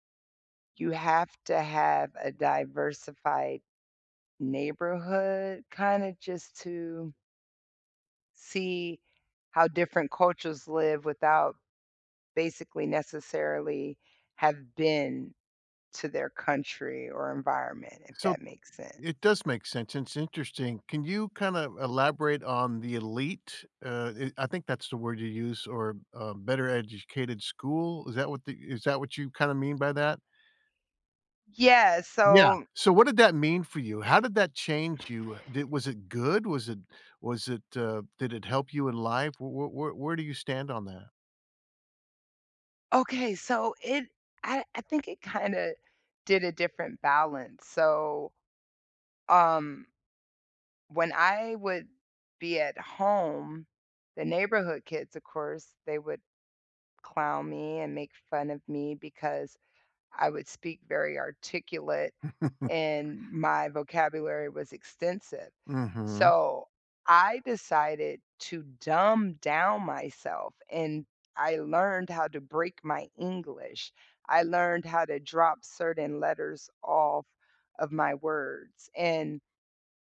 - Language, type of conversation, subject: English, unstructured, What does diversity add to a neighborhood?
- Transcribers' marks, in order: other background noise; tapping; laugh